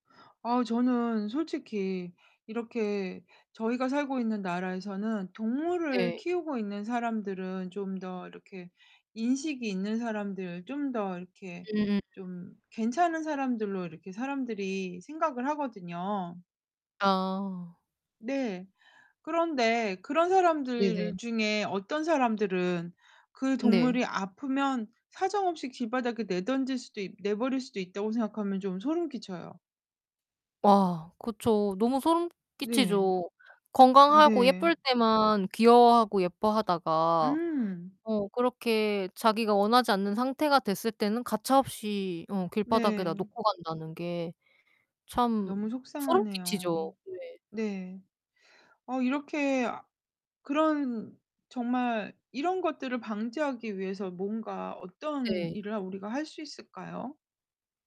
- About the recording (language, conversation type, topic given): Korean, unstructured, 아픈 동물을 버리는 일은 왜 문제일까요?
- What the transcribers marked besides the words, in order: tapping; other background noise; distorted speech